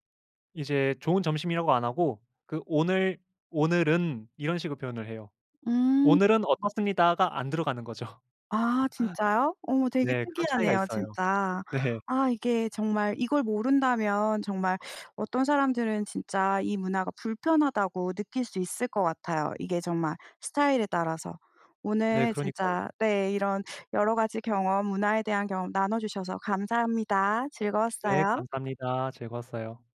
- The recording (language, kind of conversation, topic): Korean, podcast, 문화적 차이 때문에 불편했던 경험이 있으신가요?
- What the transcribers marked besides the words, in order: other background noise; laughing while speaking: "거죠"; laughing while speaking: "네"